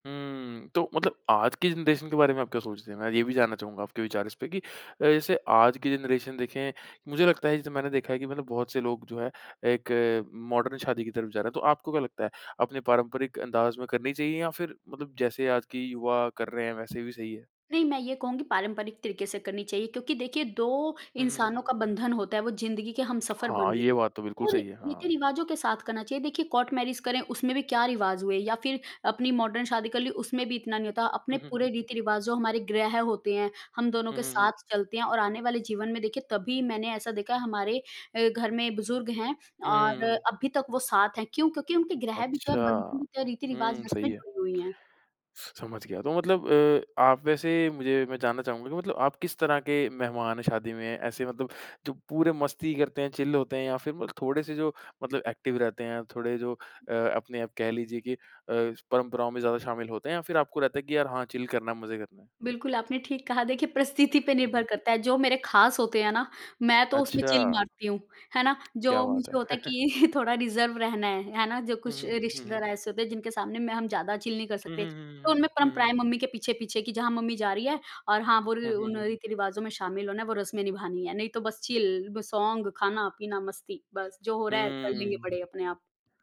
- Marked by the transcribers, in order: in English: "जनरेशन"; in English: "जनरेशन"; in English: "मॉडर्न"; tapping; in English: "कोर्ट मैरेज"; in English: "मॉडर्न"; in English: "चिल"; in English: "एक्टिव"; in English: "चिल"; in English: "चिल"; laughing while speaking: "कि"; chuckle; in English: "रिजर्व"; in English: "चिल"; in English: "चिल सॉन्ग"
- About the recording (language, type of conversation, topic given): Hindi, podcast, शादी में आम तौर पर आपका पहनावा और स्टाइल कैसा होता है?